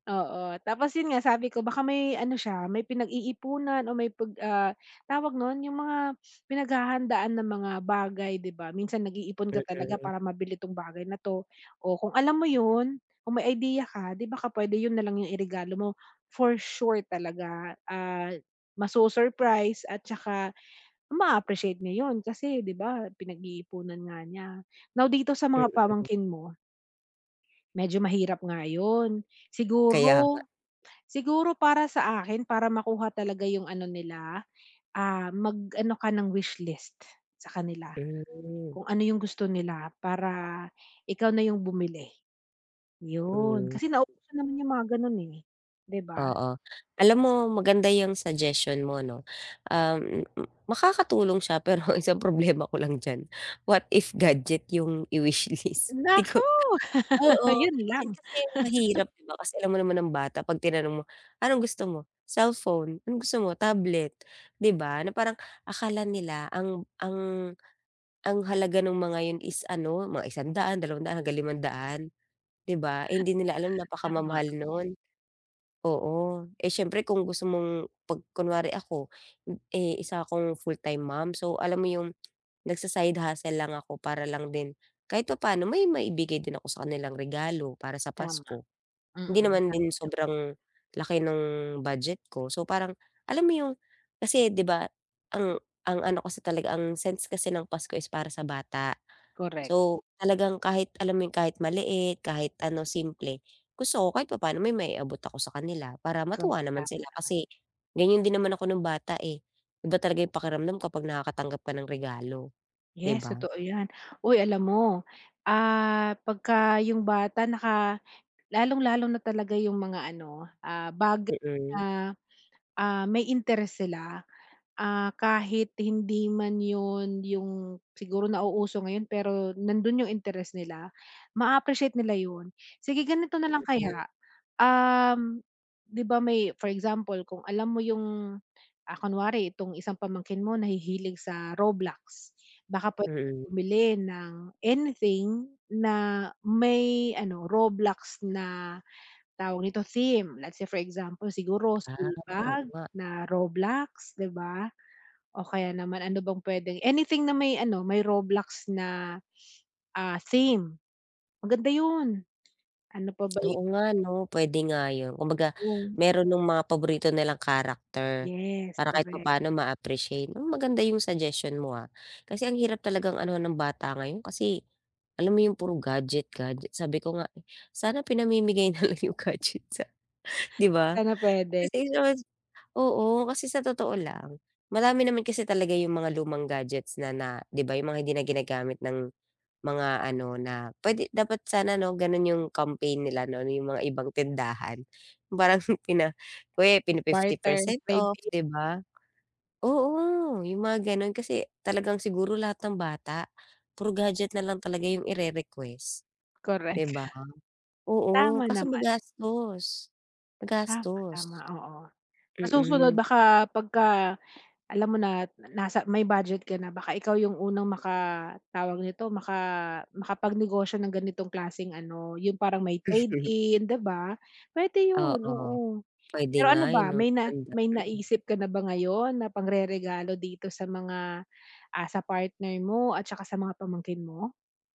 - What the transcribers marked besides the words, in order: other noise; laughing while speaking: "pero"; laughing while speaking: "list?"; tapping; laugh; other background noise; laugh; laughing while speaking: "nalang yung gadget sa"; unintelligible speech; laughing while speaking: "Parang"; chuckle
- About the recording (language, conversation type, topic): Filipino, advice, Paano ako makakahanap ng magandang regalong siguradong magugustuhan ng mahal ko?
- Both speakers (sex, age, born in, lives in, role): female, 35-39, Philippines, Philippines, user; female, 40-44, Philippines, Philippines, advisor